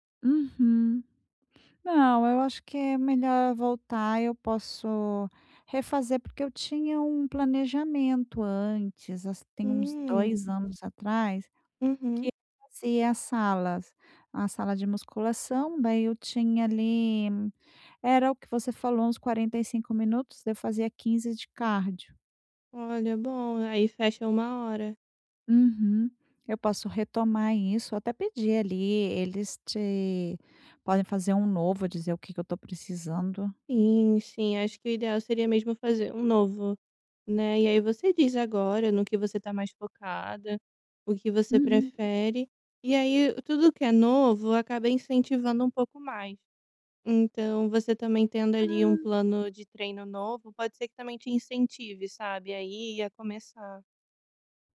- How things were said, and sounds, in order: none
- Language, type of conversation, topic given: Portuguese, advice, Como criar rotinas que reduzam recaídas?